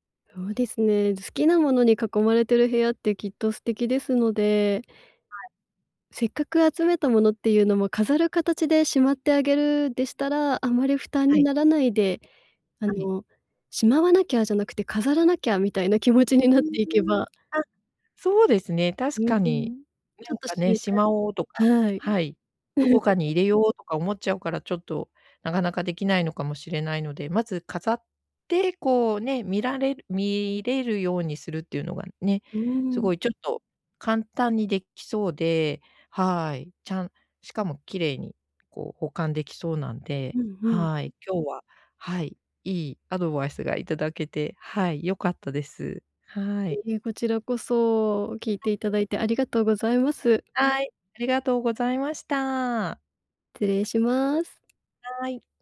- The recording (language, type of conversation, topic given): Japanese, advice, 家事や整理整頓を習慣にできない
- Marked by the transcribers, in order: laugh; unintelligible speech; other background noise